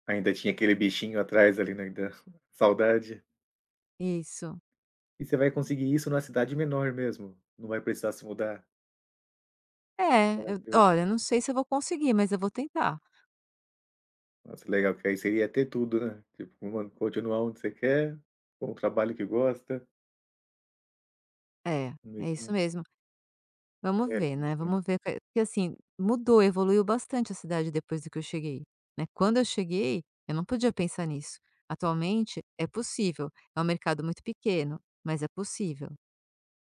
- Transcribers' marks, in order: chuckle; tapping; other background noise
- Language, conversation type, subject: Portuguese, podcast, Como você se preparou para uma mudança de carreira?